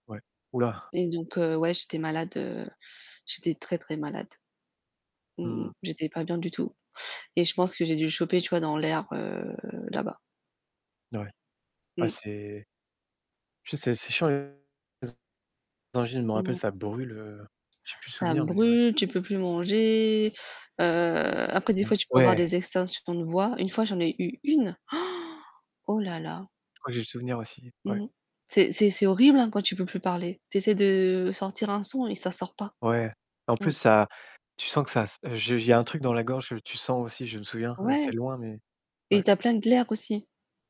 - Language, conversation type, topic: French, unstructured, Quels rêves avais-tu quand tu étais enfant, et comment ont-ils évolué ?
- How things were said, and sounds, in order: static; tapping; distorted speech; stressed: "brûle"; gasp